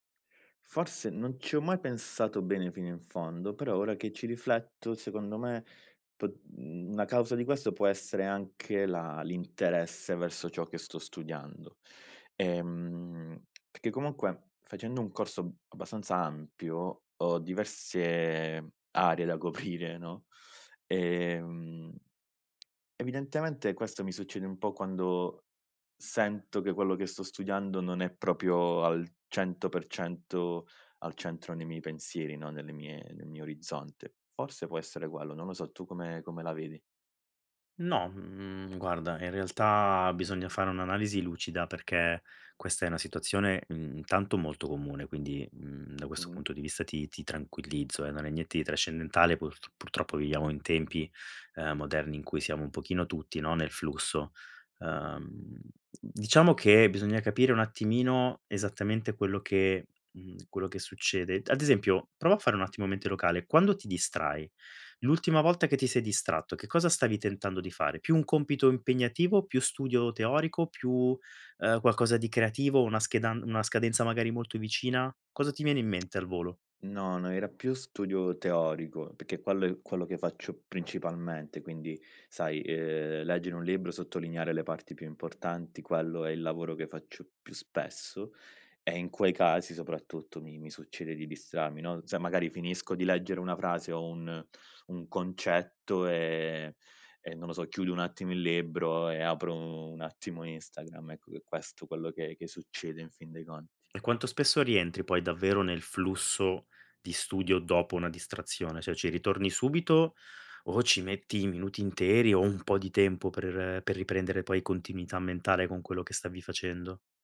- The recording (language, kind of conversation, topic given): Italian, advice, In che modo le distrazioni digitali stanno ostacolando il tuo lavoro o il tuo studio?
- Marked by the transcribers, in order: other background noise; "perché" said as "peché"; laughing while speaking: "coprire"; "proprio" said as "propio"; tsk; "perché" said as "peché"; "cioè" said as "soè"